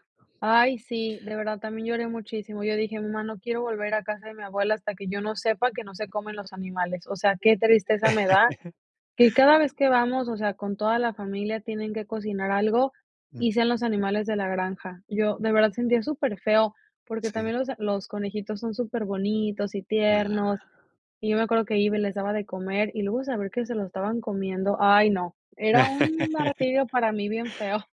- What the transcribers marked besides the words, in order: chuckle; laugh
- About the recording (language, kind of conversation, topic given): Spanish, podcast, ¿Tienes alguna anécdota de viaje que todo el mundo recuerde?